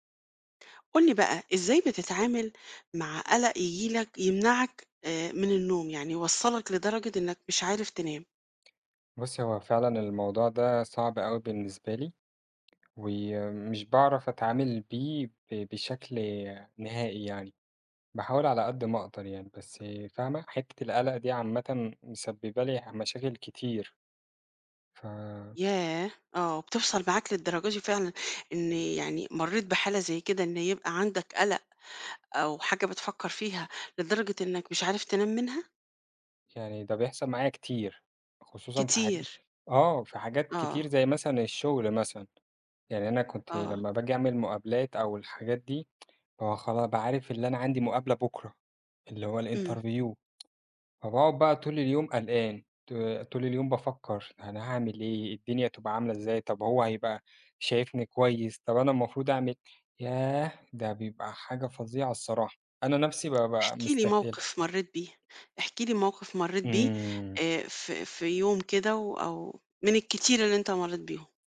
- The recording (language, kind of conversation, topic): Arabic, podcast, إزاي بتتعامل مع القلق اللي بيمنعك من النوم؟
- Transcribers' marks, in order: tsk; in English: "الinterview"; tapping